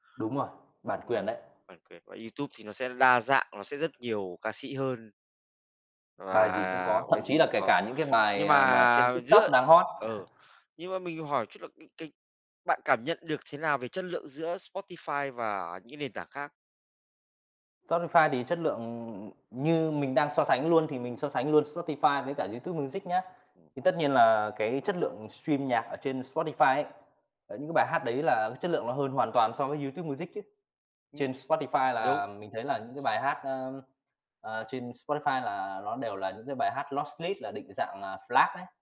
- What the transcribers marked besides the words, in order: tapping; chuckle; in English: "stream"; other background noise; in English: "lossless"; in English: "F-L-A-C"
- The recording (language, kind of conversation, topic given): Vietnamese, podcast, Bạn thường phát hiện ra nhạc mới bằng cách nào?